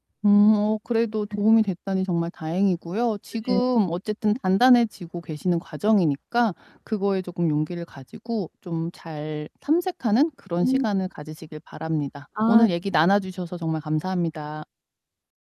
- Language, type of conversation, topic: Korean, advice, 실패를 두려워하지 않고 인생에서 다시 도약하려면 어떻게 해야 하나요?
- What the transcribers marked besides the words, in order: distorted speech; other background noise